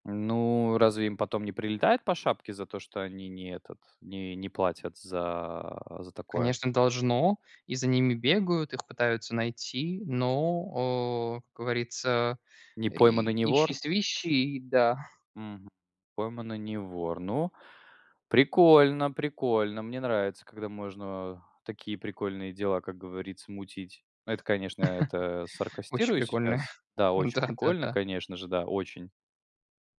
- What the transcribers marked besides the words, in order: laugh; chuckle
- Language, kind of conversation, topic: Russian, unstructured, Как вы относитесь к идее брать кредиты?